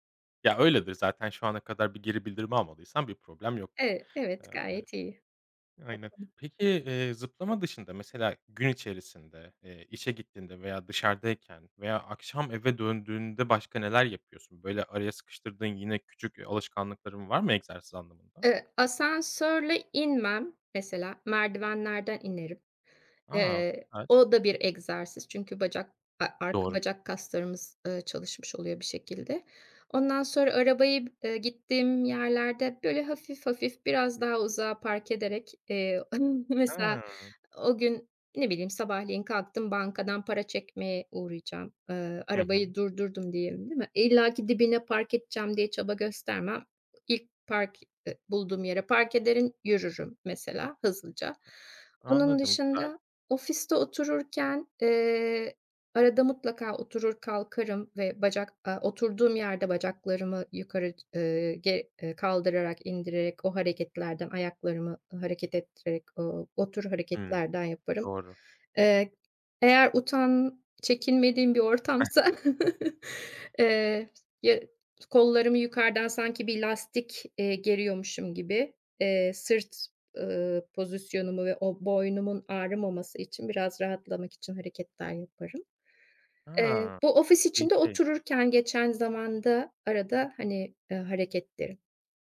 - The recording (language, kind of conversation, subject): Turkish, podcast, Egzersizi günlük rutine dahil etmenin kolay yolları nelerdir?
- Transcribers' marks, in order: other background noise; unintelligible speech; unintelligible speech; tapping; chuckle; chuckle